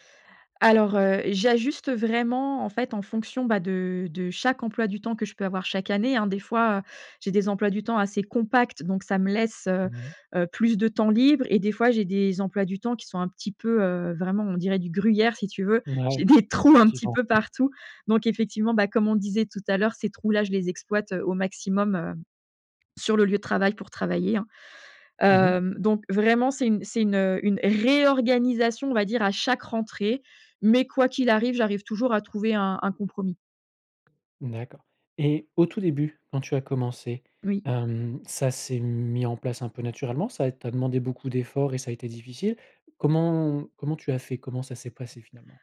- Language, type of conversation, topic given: French, podcast, Comment trouver un bon équilibre entre le travail et la vie de famille ?
- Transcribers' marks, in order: "effectivement" said as "tivement"; other background noise; stressed: "réorganisation"